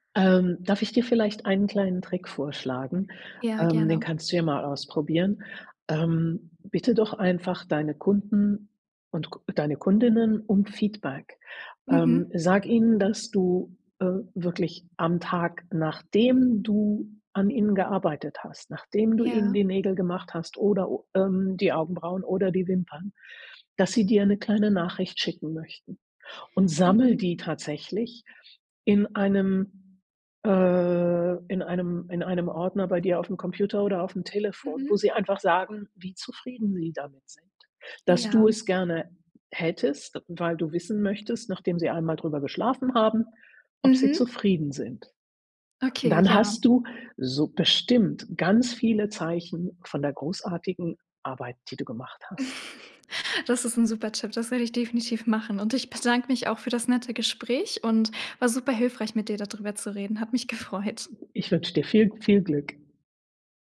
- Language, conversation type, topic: German, advice, Wie blockiert der Vergleich mit anderen deine kreative Arbeit?
- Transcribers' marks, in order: chuckle; laughing while speaking: "gefreut"; other background noise